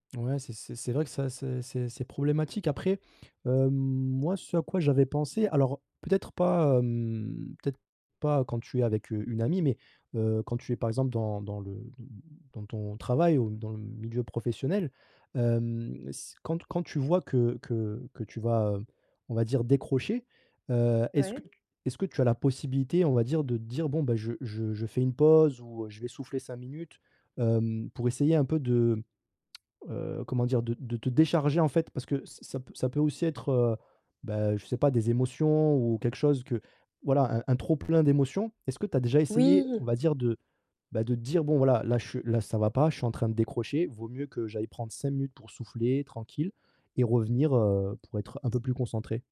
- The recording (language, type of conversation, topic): French, advice, Comment rester concentré malgré les tentations et les interruptions fréquentes ?
- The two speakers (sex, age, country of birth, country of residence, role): female, 25-29, France, France, user; male, 30-34, France, France, advisor
- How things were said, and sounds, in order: drawn out: "hem"; other background noise